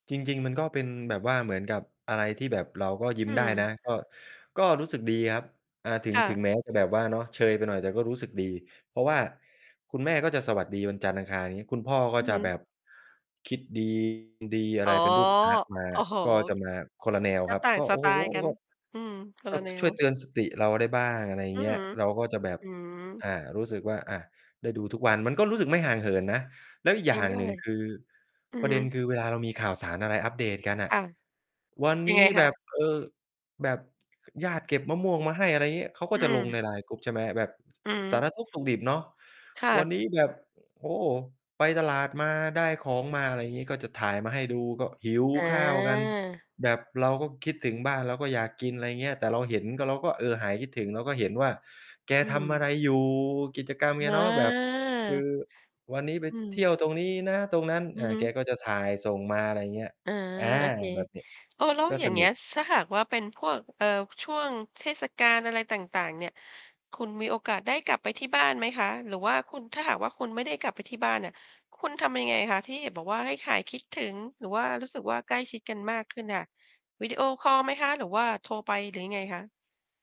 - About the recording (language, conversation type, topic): Thai, podcast, คุณคิดว่าเทคโนโลยีทำให้ความสัมพันธ์ระหว่างคนใกล้กันขึ้นหรือไกลกันขึ้นมากกว่ากัน เพราะอะไร?
- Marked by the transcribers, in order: distorted speech; tapping; other background noise